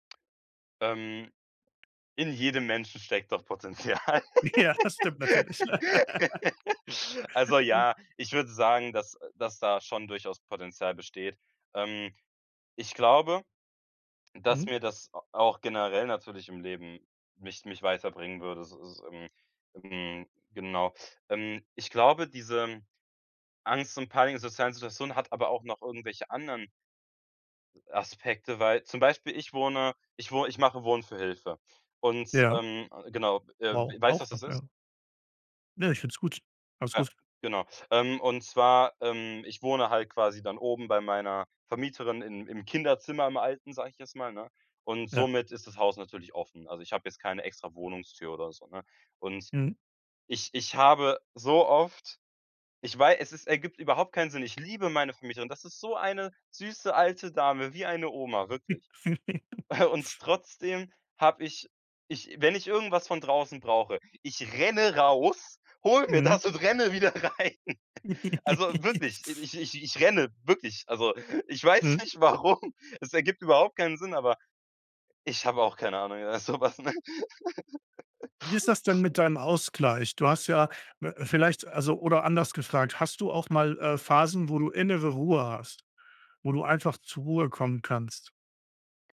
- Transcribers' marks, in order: other background noise; laughing while speaking: "Potenzial"; laugh; laughing while speaking: "Ja, das stimmt natürlich"; laugh; laugh; chuckle; laughing while speaking: "raus, hole mir das und renne wieder rein"; laugh; laughing while speaking: "ich weiß nicht, warum"; laughing while speaking: "Ja, sowas, ne?"; laugh
- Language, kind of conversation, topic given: German, advice, Wie kann ich mit Angst oder Panik in sozialen Situationen umgehen?